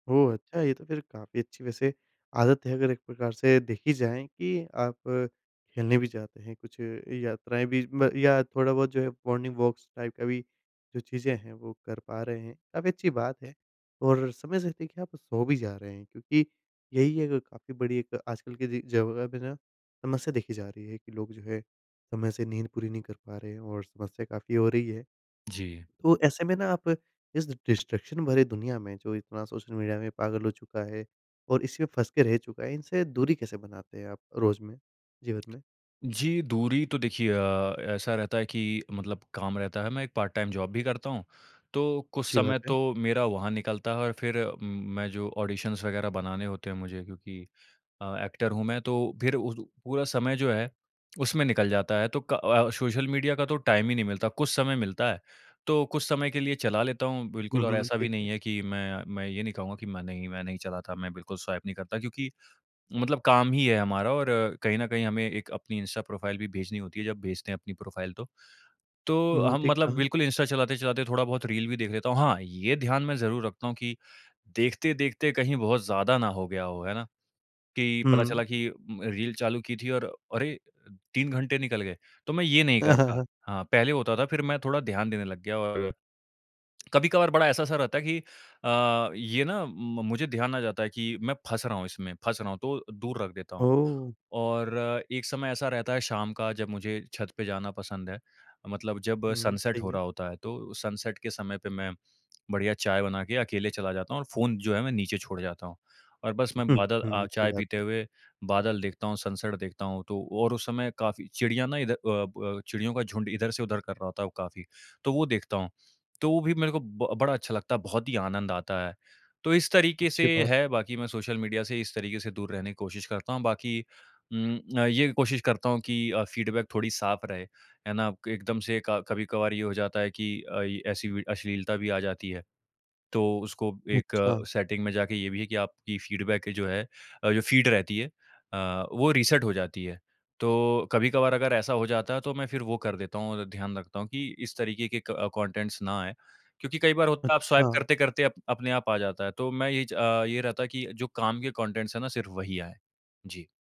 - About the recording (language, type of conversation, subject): Hindi, podcast, तुम रोज़ प्रेरित कैसे रहते हो?
- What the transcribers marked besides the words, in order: in English: "मॉर्निंग वॉक्स टाइप"; in English: "डिस्ट्रक्शन"; in English: "पार्ट टाइम जॉब"; in English: "ऑडिशन्स"; in English: "एक्टर"; in English: "टाइम"; in English: "स्वाइप"; in English: "प्रोफाइल"; in English: "प्रोफाइल"; tapping; laughing while speaking: "हाँ, हाँ"; in English: "सनसेट"; in English: "सनसेट"; chuckle; in English: "सनसेट"; in English: "फीडबैक"; in English: "सेटिंग"; in English: "फीडबैक"; in English: "रीसेट"; in English: "क कॉन्टेंट्स"; in English: "स्वाइप"; in English: "कॉन्टेंट्स"